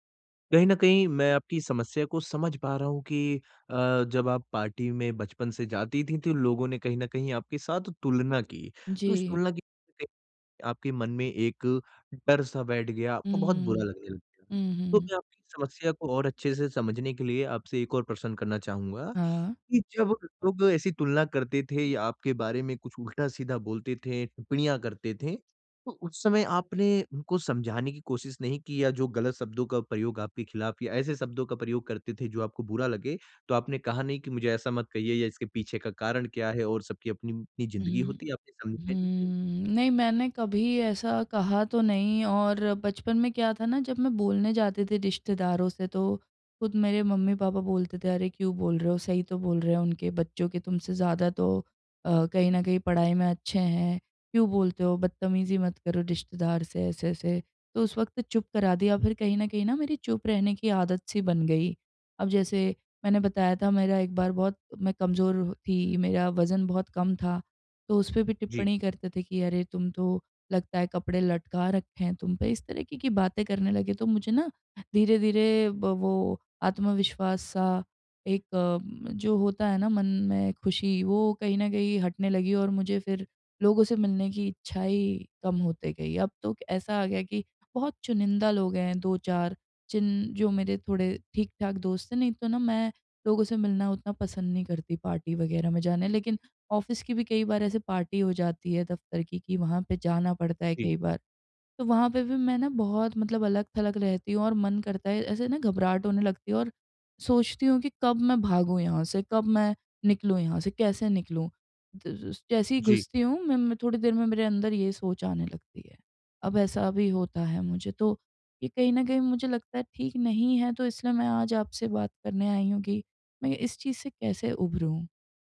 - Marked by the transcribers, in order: in English: "पार्टी"; unintelligible speech; in English: "पार्टी"; in English: "ऑफ़िस"; in English: "पार्टी"
- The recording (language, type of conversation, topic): Hindi, advice, मैं पार्टी में शामिल होने की घबराहट कैसे कम करूँ?
- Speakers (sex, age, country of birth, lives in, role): female, 30-34, India, India, user; male, 20-24, India, India, advisor